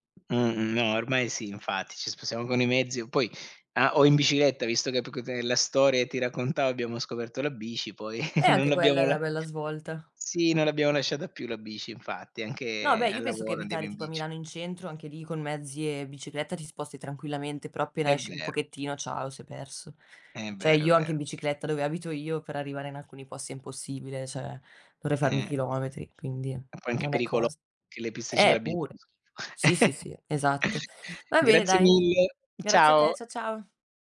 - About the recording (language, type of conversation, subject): Italian, unstructured, Qual è il ricordo più dolce della tua storia d’amore?
- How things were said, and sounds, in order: chuckle; "cioè" said as "ceh"; chuckle